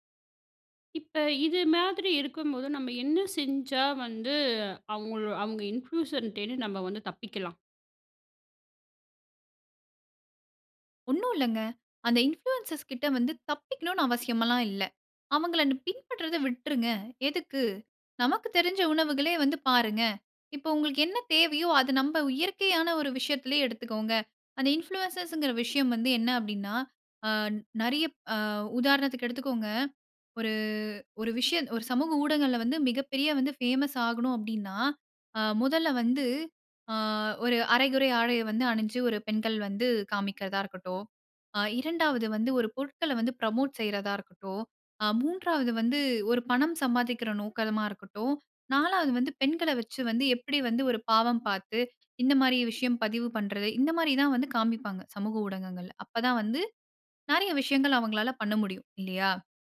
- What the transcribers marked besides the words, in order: other background noise; in English: "இன்ஃப்ளூசன்டயின்னு"; "இன்ஃப்ளூயன்சர்டயிருந்து" said as "இன்ஃப்ளூசன்டயின்னு"; in English: "இன்ஃப்ளூயன்சர்ஸ்"; in English: "இன்ஃப்ளூயன்ஸ்ங்கிற"; in English: "ஃபேமஸ்"; in English: "ப்ரமோட்"; "நோக்கமா" said as "நோக்கலாமா"
- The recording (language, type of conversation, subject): Tamil, podcast, ஒரு உள்ளடக்க உருவாக்குநரின் மனநலத்தைப் பற்றி நாம் எவ்வளவு வரை கவலைப்பட வேண்டும்?